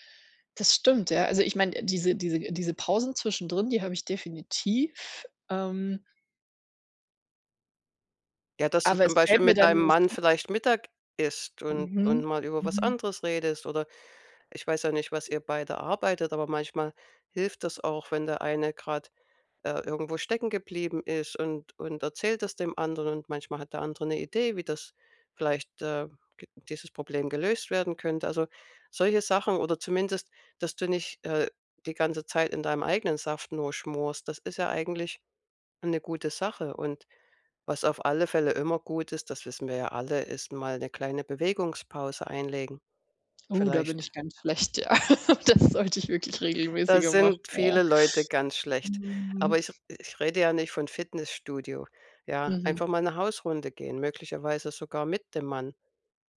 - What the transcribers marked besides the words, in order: laugh
- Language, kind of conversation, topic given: German, advice, Wie kann ich mein Energielevel über den Tag hinweg stabil halten und optimieren?